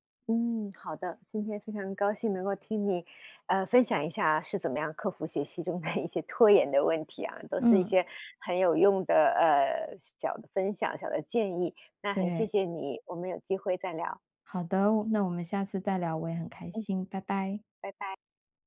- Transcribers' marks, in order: chuckle; other background noise
- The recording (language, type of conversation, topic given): Chinese, podcast, 你如何应对学习中的拖延症？